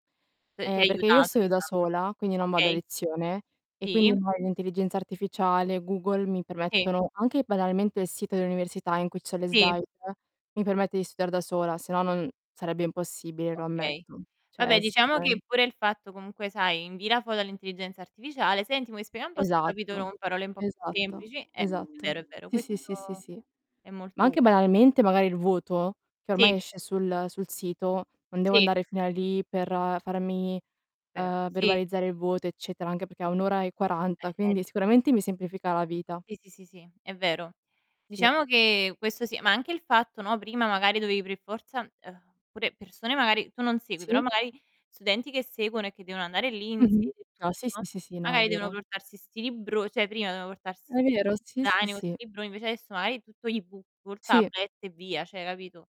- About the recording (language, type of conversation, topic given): Italian, unstructured, Quale invenzione tecnologica ti rende più felice?
- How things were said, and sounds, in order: static; distorted speech; other background noise; in English: "slide"; "Cioè" said as "ceh"; unintelligible speech; "cioè" said as "ceh"; unintelligible speech; "cioè" said as "ceh"